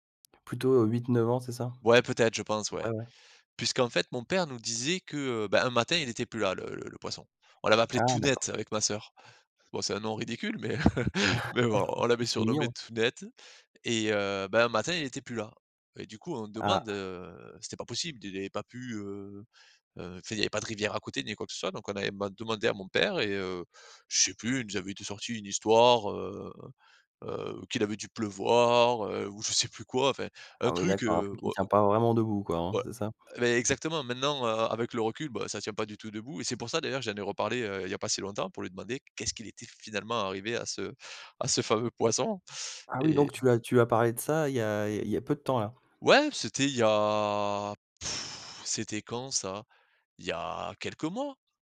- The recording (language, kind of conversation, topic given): French, podcast, Quel est ton plus beau souvenir en famille ?
- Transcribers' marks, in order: other background noise; tapping; chuckle; laughing while speaking: "Oui"; chuckle; stressed: "finalement"; scoff